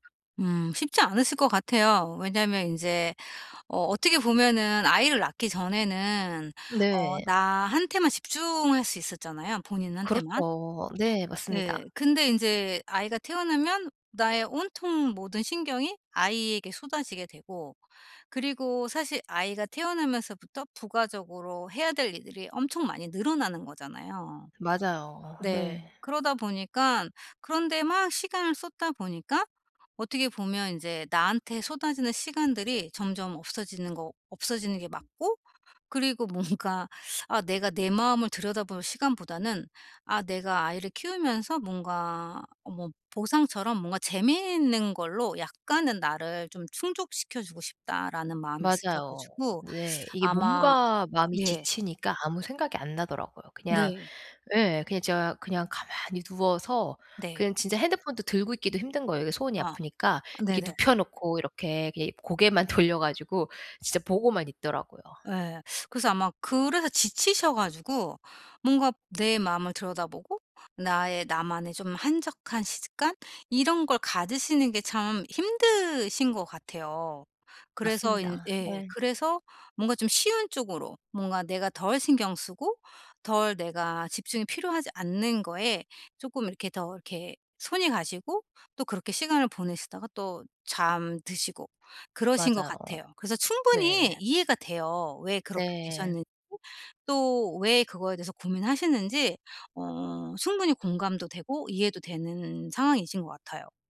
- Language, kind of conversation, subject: Korean, advice, 잠들기 전에 마음을 편안하게 정리하려면 어떻게 해야 하나요?
- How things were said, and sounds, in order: tapping; other background noise; laughing while speaking: "돌려 가지고"